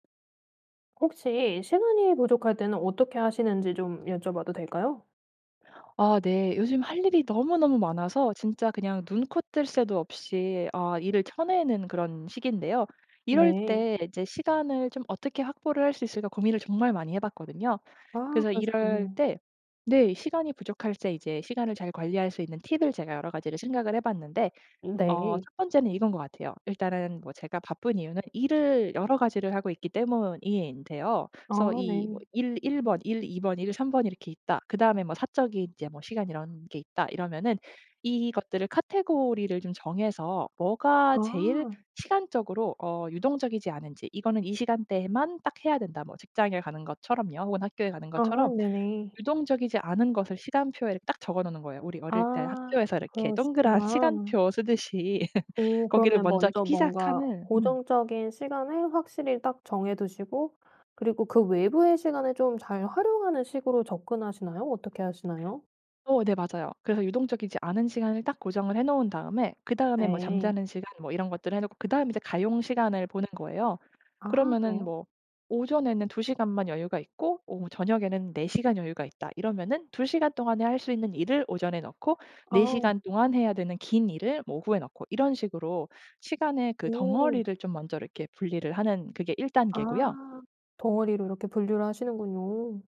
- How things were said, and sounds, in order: tapping; other background noise; laughing while speaking: "동그란"; laugh
- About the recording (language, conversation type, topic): Korean, podcast, 시간이 부족할 때는 어떻게 하시나요?